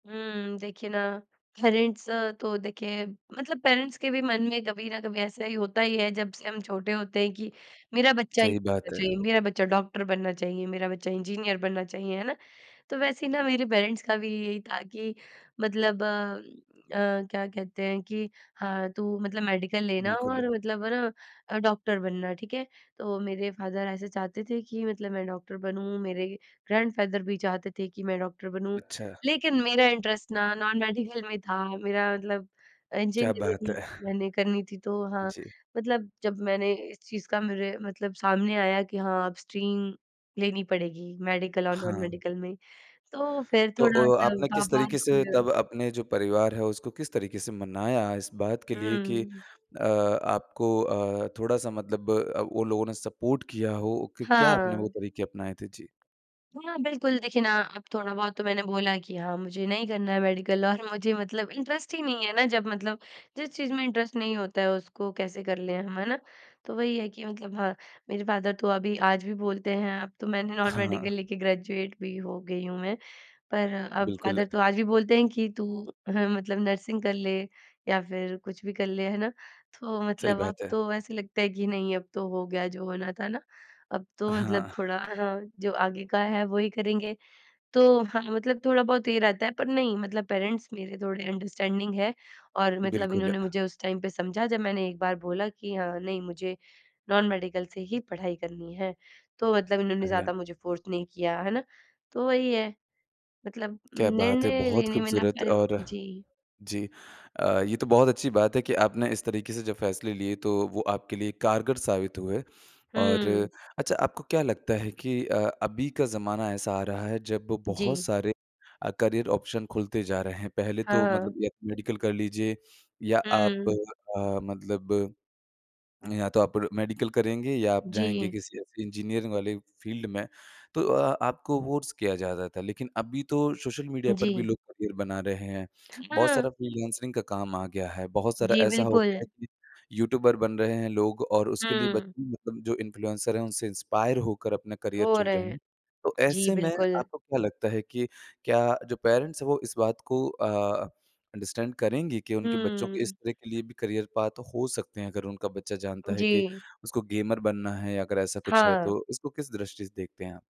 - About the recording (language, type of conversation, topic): Hindi, podcast, परिवार की उम्मीदें आपके करियर को कैसे आकार देती हैं?
- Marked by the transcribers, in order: in English: "पेरेंट्स"; laughing while speaking: "पेरेंट्स"; in English: "पेरेंट्स"; unintelligible speech; in English: "पेरेंट्स"; in English: "मेडिकल"; in English: "फादर"; in English: "ग्रैंडफादर"; in English: "इंटरेस्ट"; in English: "नॉन मेडिकल"; laughing while speaking: "मेडिकल"; chuckle; in English: "इंजीनियरिंग"; in English: "स्ट्रीम"; in English: "मेडिकल"; in English: "नॉन मेडिकल"; in English: "सपोर्ट"; in English: "मेडिकल"; laughing while speaking: "और"; in English: "इंटरेस्ट"; in English: "इंटरेस्ट"; in English: "फादर"; in English: "नॉन मेडिकल"; laughing while speaking: "नॉन मेडिकल"; in English: "ग्रेजुएट"; in English: "फादर"; in English: "नर्सिंग"; tapping; in English: "पेरेंट्स"; in English: "अंडरस्टैंडिंग"; in English: "टाइम"; in English: "नॉन मेडिकल"; in English: "फ़ोर्स"; in English: "करियर ऑप्शन"; in English: "मेडिकल"; in English: "मेडिकल"; in English: "इंजीनियरिंग"; in English: "फील्ड"; in English: "फोर्स"; in English: "करियर"; in English: "इंस्पायर"; in English: "करियर"; in English: "पेरेंट्स"; in English: "अंडरस्टैंड"; in English: "करियर पाथ"; in English: "गेमर"